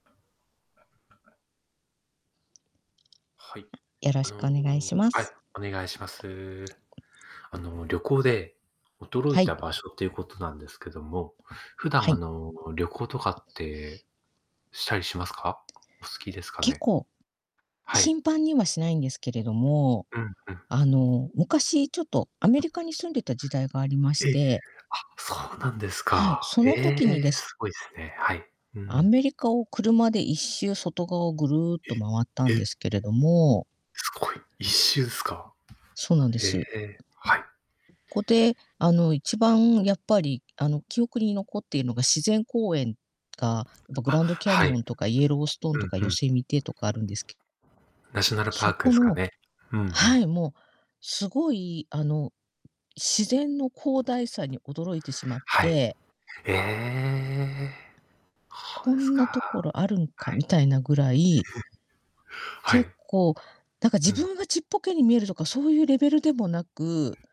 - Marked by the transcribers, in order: other background noise; static; drawn out: "ええ"; chuckle
- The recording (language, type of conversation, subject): Japanese, unstructured, 旅行先でいちばん驚いた場所はどこですか？